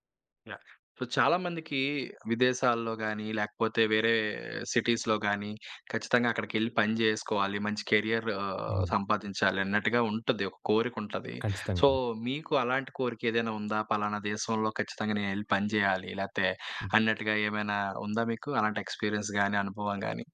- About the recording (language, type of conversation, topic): Telugu, podcast, విదేశీ లేదా ఇతర నగరంలో పని చేయాలని అనిపిస్తే ముందుగా ఏం చేయాలి?
- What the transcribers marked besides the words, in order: in English: "సో"; in English: "సిటీస్‌లో"; in English: "కెరియర్"; in English: "సో"; other background noise; in English: "ఎక్స్‌పీరి‌య‌న్స్"